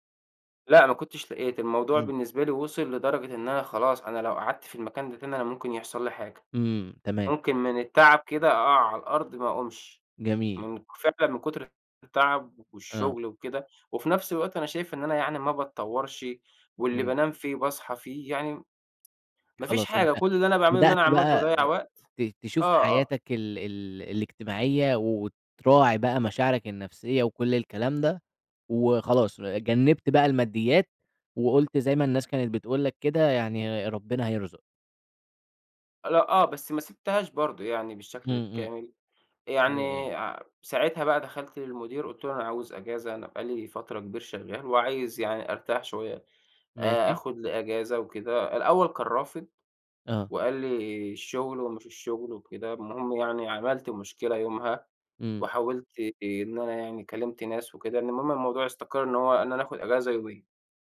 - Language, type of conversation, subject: Arabic, podcast, إيه العلامات اللي بتقول إن شغلك بيستنزفك؟
- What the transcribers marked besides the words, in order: other background noise; tsk; tapping